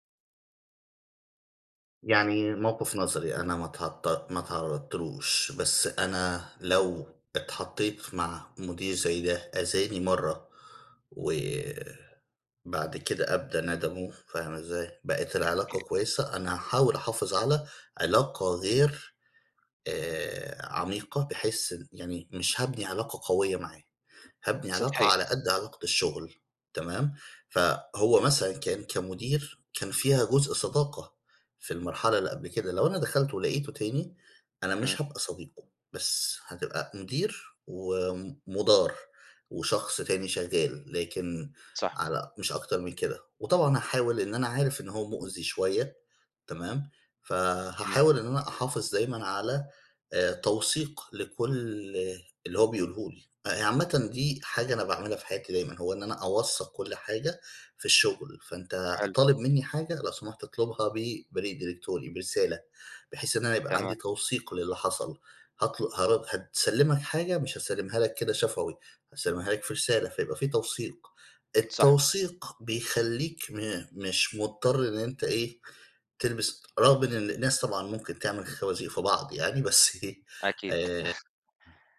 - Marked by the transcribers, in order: tapping; chuckle
- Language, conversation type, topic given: Arabic, unstructured, هل تقدر تسامح حد آذاك جامد؟